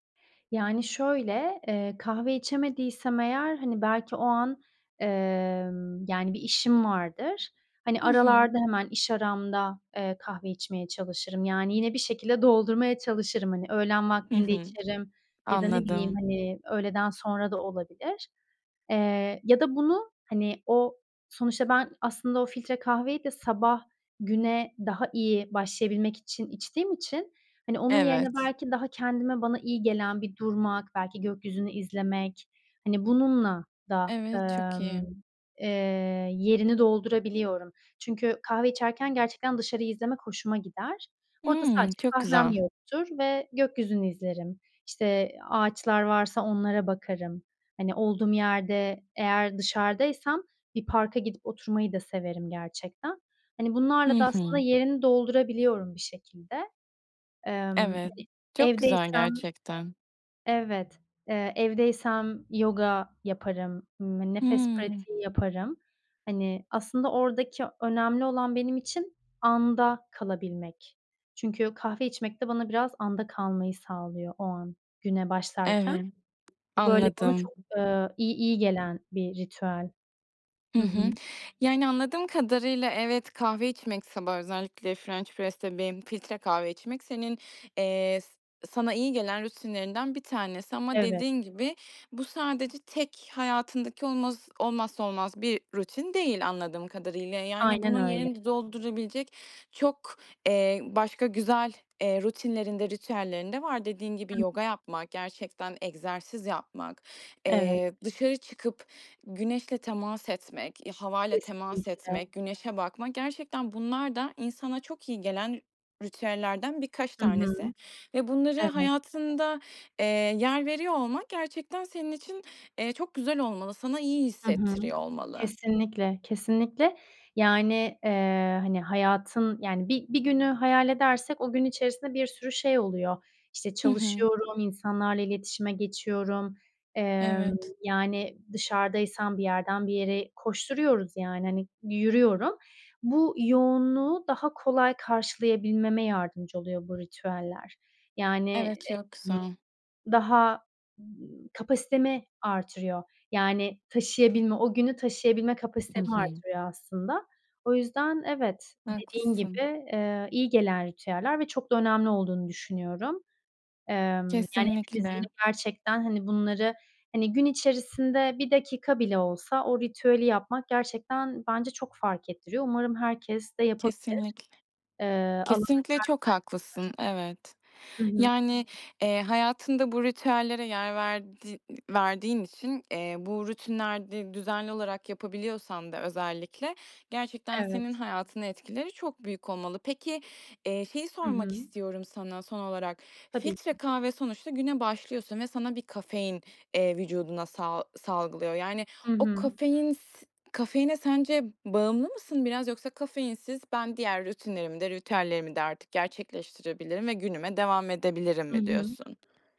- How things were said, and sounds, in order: other background noise; background speech; tapping; other noise; in English: "french press'te"; unintelligible speech
- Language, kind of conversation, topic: Turkish, podcast, Kahve veya çay ritüelin nasıl, bize anlatır mısın?
- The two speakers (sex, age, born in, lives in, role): female, 25-29, Turkey, Ireland, host; female, 30-34, Turkey, Spain, guest